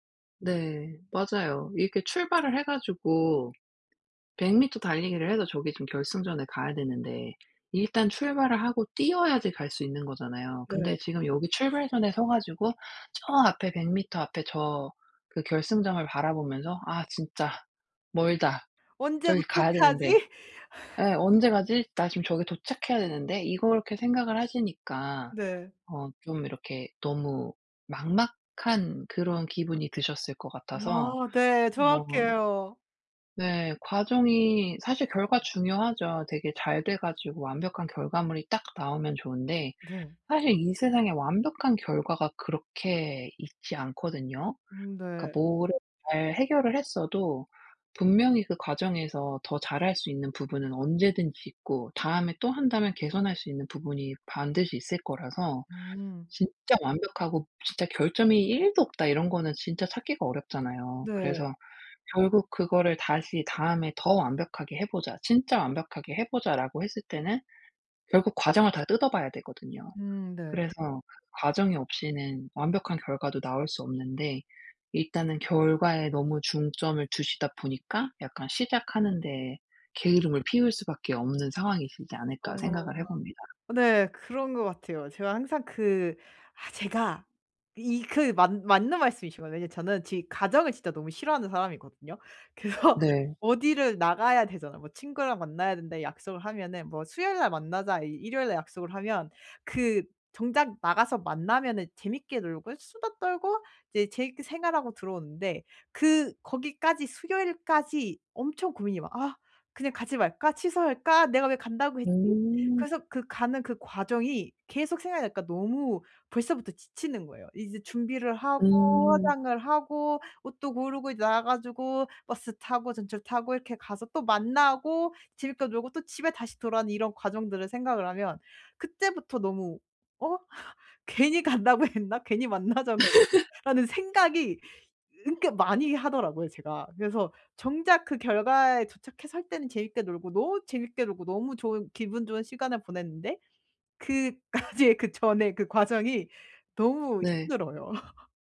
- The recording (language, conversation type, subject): Korean, advice, 어떻게 하면 실패가 두렵지 않게 새로운 도전을 시도할 수 있을까요?
- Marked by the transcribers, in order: other background noise; laughing while speaking: "그래서"; laughing while speaking: "'괜히 간다고 했나? 괜히 만나자고 했나?'라는"; laugh; laughing while speaking: "그까지의 그 전에"; laugh